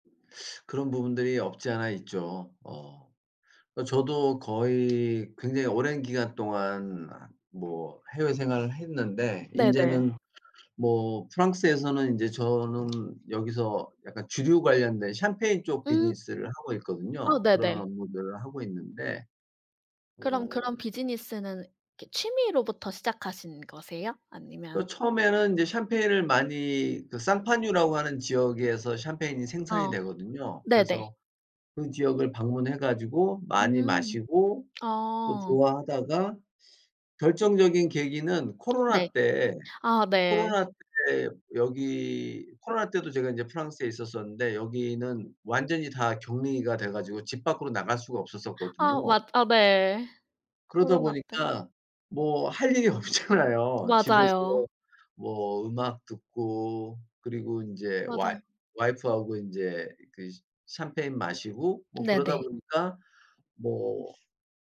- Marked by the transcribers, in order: other background noise; tapping; laughing while speaking: "없잖아요"
- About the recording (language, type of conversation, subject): Korean, unstructured, 취미를 시작하려는 사람에게 어떤 조언을 해주고 싶으신가요?
- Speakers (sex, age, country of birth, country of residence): female, 25-29, South Korea, Germany; male, 55-59, South Korea, France